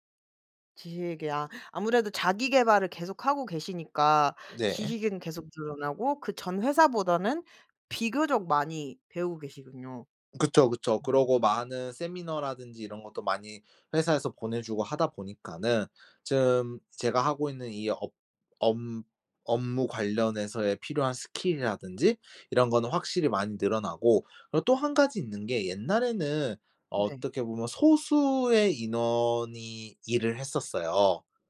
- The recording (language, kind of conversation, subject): Korean, podcast, 직업을 바꾸게 된 계기는 무엇이었나요?
- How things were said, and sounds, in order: none